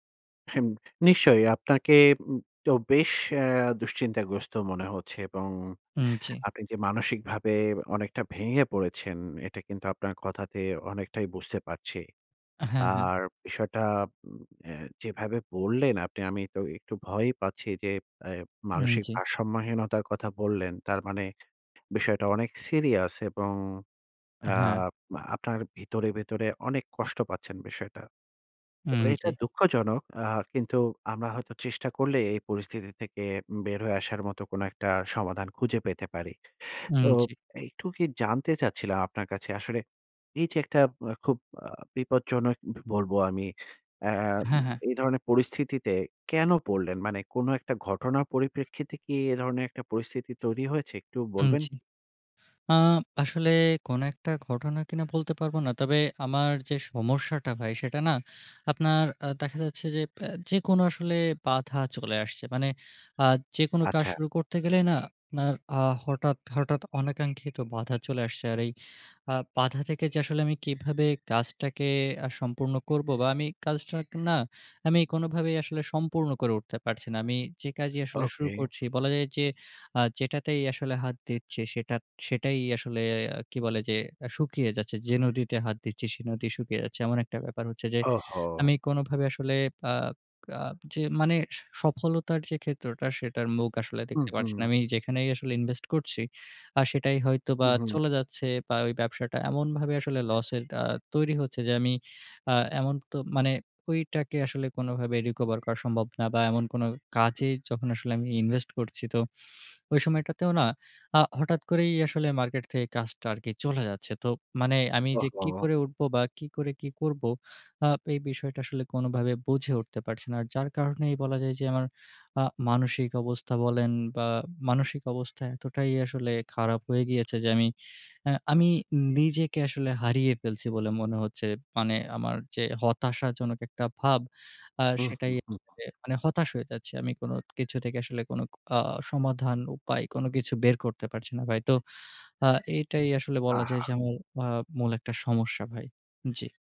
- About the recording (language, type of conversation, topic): Bengali, advice, বাধার কারণে কখনও কি আপনাকে কোনো লক্ষ্য ছেড়ে দিতে হয়েছে?
- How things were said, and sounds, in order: afraid: "আর, বিষয়টা উম এ যেভাবে … কষ্ট পাচ্ছেন বিষয়টা"; other background noise; sad: "মানসিক অবস্থা এতটাই আসলে খারাপ হয়ে গিয়েছে যে"; unintelligible speech